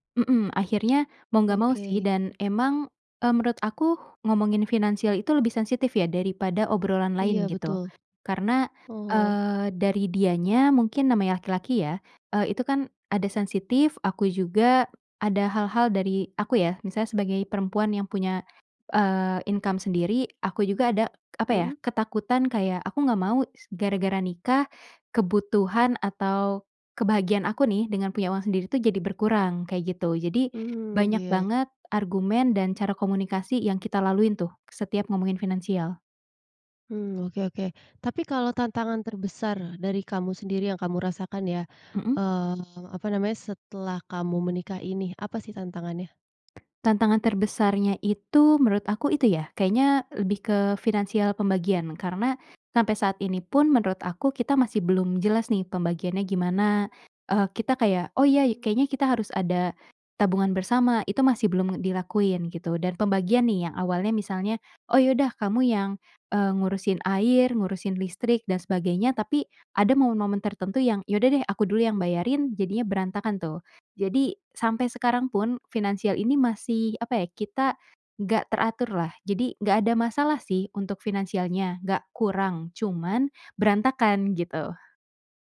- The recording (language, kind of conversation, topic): Indonesian, podcast, Apa yang berubah dalam hidupmu setelah menikah?
- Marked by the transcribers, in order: tapping; in English: "income"; "iya" said as "iyai"